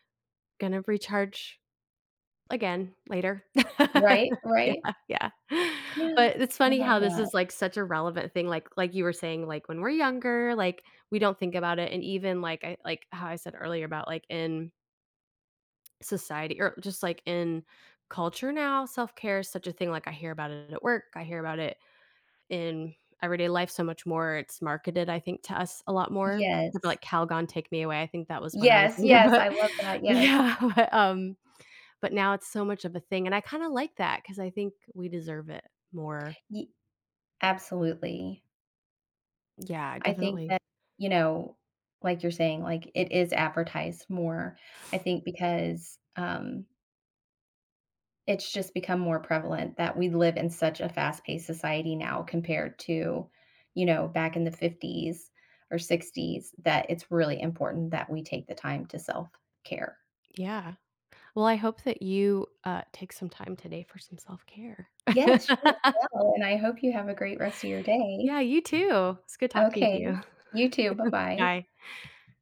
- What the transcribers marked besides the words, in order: laugh; laughing while speaking: "Yeah"; other background noise; laughing while speaking: "younger, but yeah, but"; laugh; laughing while speaking: "you"; chuckle; tapping
- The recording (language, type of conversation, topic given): English, unstructured, How do you make time for self-care in your daily routine?
- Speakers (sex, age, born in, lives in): female, 45-49, United States, United States; female, 45-49, United States, United States